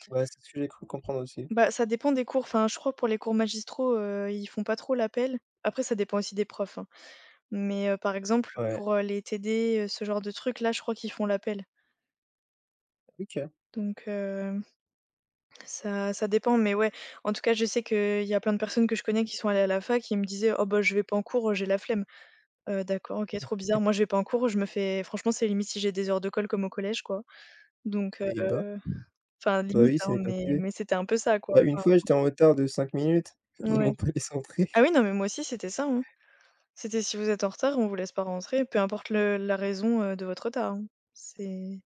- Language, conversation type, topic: French, unstructured, Comment trouves-tu l’équilibre entre travail et vie personnelle ?
- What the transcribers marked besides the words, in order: other background noise; tapping; chuckle; laughing while speaking: "ils m'ont pas laissé entrer"